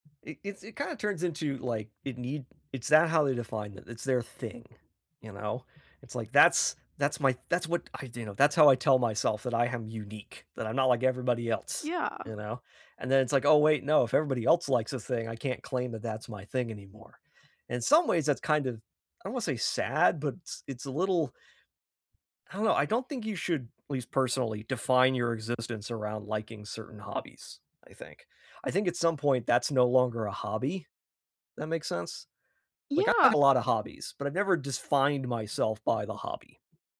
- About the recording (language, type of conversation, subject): English, unstructured, Why do some people get so defensive about their hobbies?
- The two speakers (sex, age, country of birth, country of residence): female, 25-29, United States, United States; male, 35-39, United States, United States
- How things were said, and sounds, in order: "defined" said as "disfined"